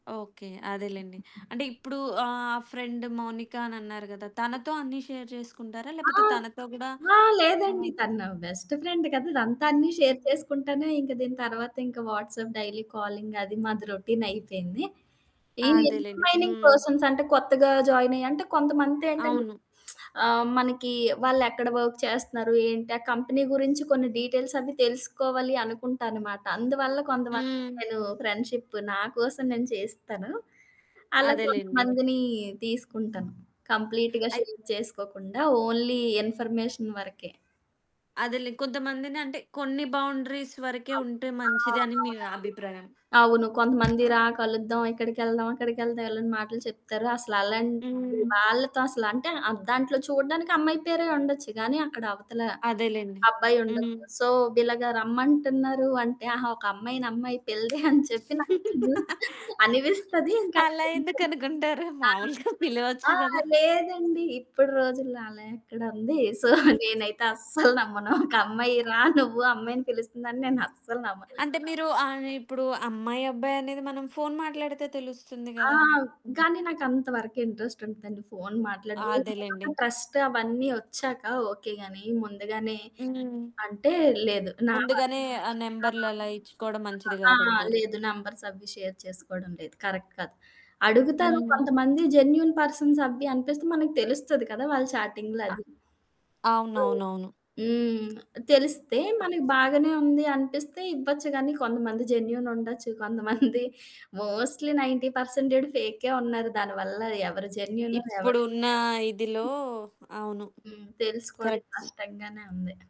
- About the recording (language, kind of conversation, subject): Telugu, podcast, సామాజిక మాధ్యమాలు స్నేహాలను ఎలా మార్చాయి?
- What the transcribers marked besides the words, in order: other background noise; in English: "ఫ్రెండ్"; in English: "షేర్"; static; in English: "బెస్ట్ ఫ్రెండ్"; in English: "షేర్"; in English: "వాట్సాప్ డైలీ కాలింగ్"; in English: "రొటీన్"; in English: "ఇంటర్మైనింగ్ పర్సన్స్"; lip smack; in English: "వర్క్"; in English: "కంపెనీ"; in English: "డీటెయిల్స్"; in English: "ఫ్రెండ్షిప్"; in English: "కంప్లీట్‌గా షేర్"; in English: "ఓన్లీ ఇన్ఫర్మేషన్"; in English: "బౌండరీస్"; in English: "సో"; "ఇలాగ" said as "బిలాగ"; laugh; chuckle; unintelligible speech; unintelligible speech; chuckle; laughing while speaking: "సో, నేనైతే అస్సలు నమ్మను. ఒక అమ్మాయి రా నువ్వు"; in English: "సో"; in English: "ఇంట్రెస్ట్"; in English: "ట్రస్ట్"; in English: "నంబర్స్"; in English: "షేర్"; in English: "కరెక్ట్"; in English: "జెన్యూన్ పర్సన్స్"; in English: "చాటింగ్‌లో"; unintelligible speech; in English: "జెన్యూన్"; chuckle; in English: "మోస్ట్‌లీ నైంటీ పర్సెంటేడ్"; in English: "కరెక్ట్"